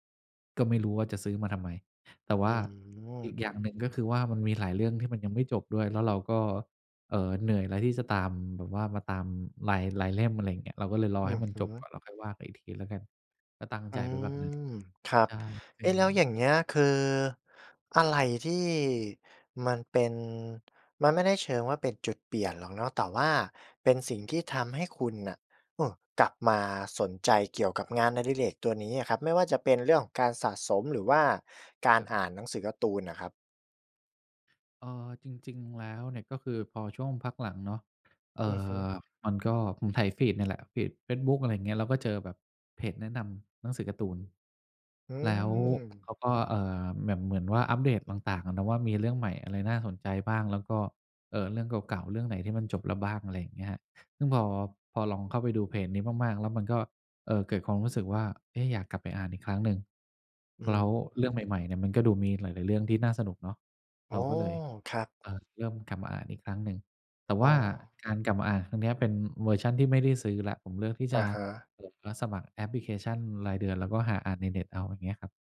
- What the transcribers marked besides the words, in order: tapping
- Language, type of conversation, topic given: Thai, podcast, ช่วงนี้คุณได้กลับมาทำงานอดิเรกอะไรอีกบ้าง แล้วอะไรทำให้คุณอยากกลับมาทำอีกครั้ง?